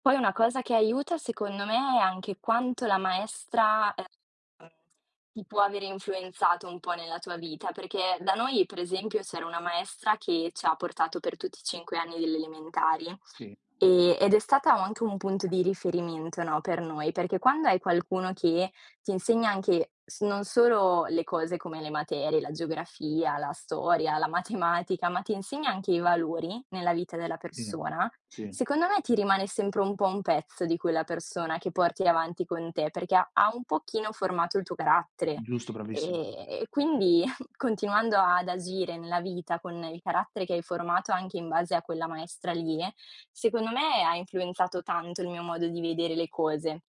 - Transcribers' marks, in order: other background noise; chuckle
- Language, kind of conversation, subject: Italian, unstructured, Quanto è importante, secondo te, la scuola nella vita?